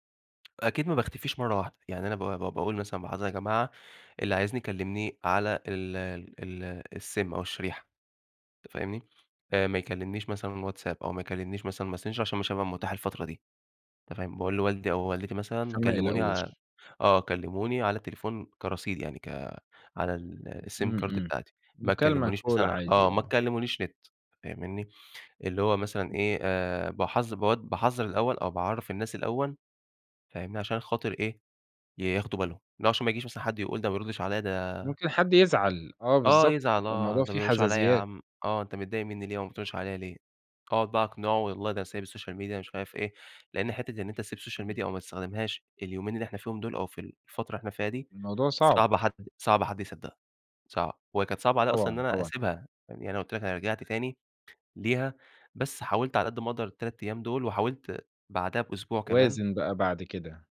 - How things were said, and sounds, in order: in English: "الSIM"; in English: "الSIM Card"; in English: "Call"; other background noise; in English: "السوشيال ميديا"; in English: "السوشيال ميديا"; tapping
- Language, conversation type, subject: Arabic, podcast, إيه رأيك في فكرة إنك تفصل عن الموبايل والنت لمدة يوم أو أسبوع؟